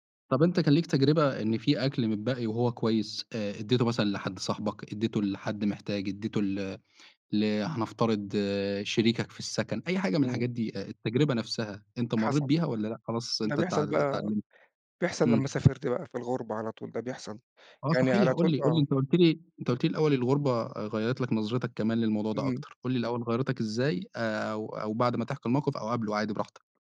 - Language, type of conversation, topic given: Arabic, podcast, إنت بتتصرّف إزاي مع بواقي الأكل: بتستفيد بيها ولا بترميها؟
- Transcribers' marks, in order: none